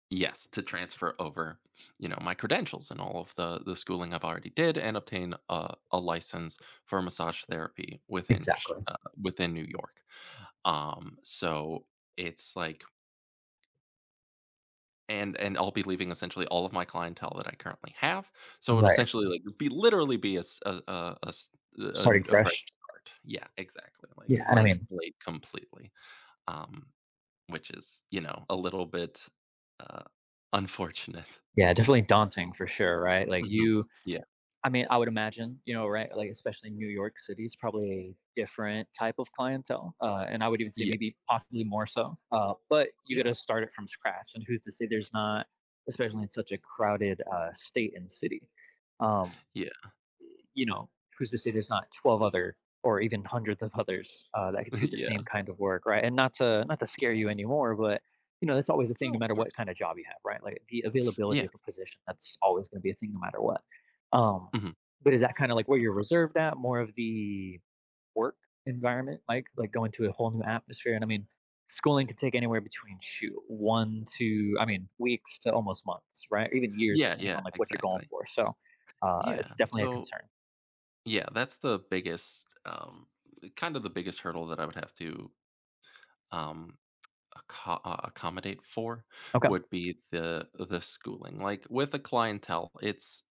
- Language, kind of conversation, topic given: English, advice, How can I make confident decisions about major life choices?
- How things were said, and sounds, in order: sniff; tapping; laughing while speaking: "unfortunate"; other background noise; chuckle; tsk